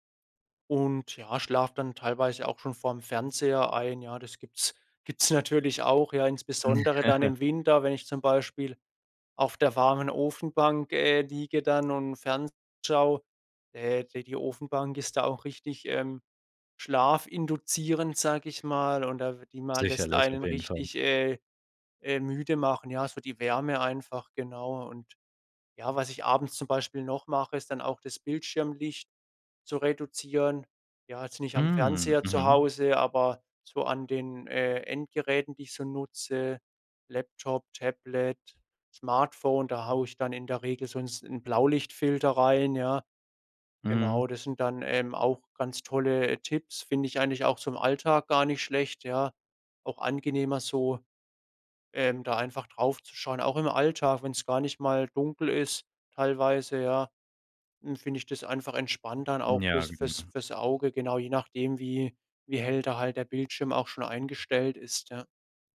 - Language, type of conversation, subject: German, podcast, Wie schaltest du beim Schlafen digital ab?
- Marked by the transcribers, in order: giggle